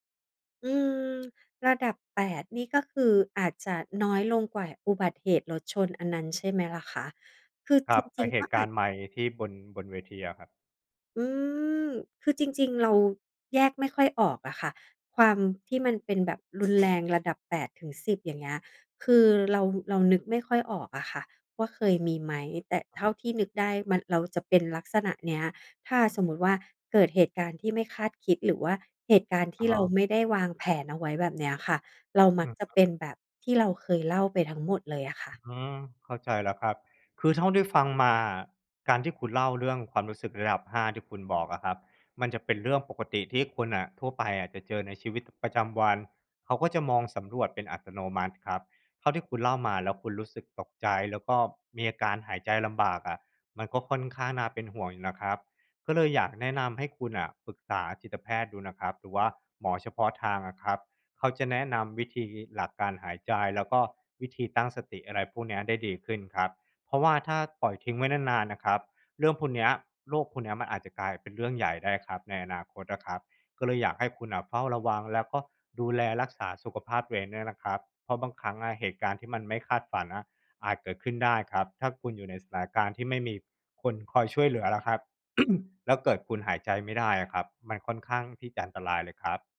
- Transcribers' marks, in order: tsk; tapping; throat clearing
- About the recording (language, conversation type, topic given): Thai, advice, ทำไมฉันถึงมีอาการใจสั่นและตื่นตระหนกในสถานการณ์ที่ไม่คาดคิด?